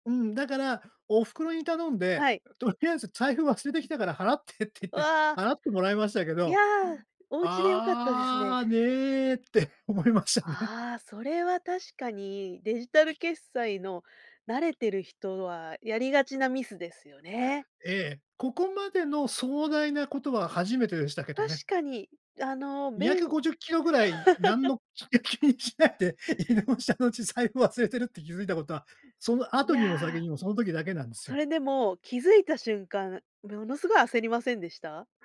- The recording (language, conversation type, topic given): Japanese, podcast, デジタル決済についてどう思いますか？
- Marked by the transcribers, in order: laughing while speaking: "思いましたね"; laugh; laughing while speaking: "いや、気にしないで"